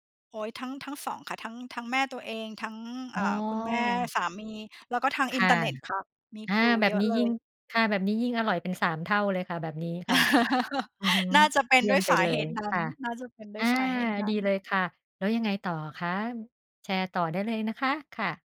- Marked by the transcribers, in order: laugh
- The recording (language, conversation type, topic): Thai, podcast, เมื่อมีแขกมาบ้าน คุณเตรียมตัวอย่างไรบ้าง?